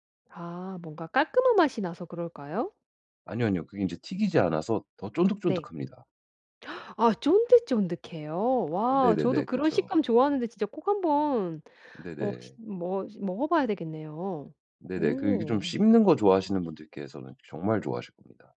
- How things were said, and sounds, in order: other background noise
- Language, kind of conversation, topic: Korean, advice, 건강한 간식 선택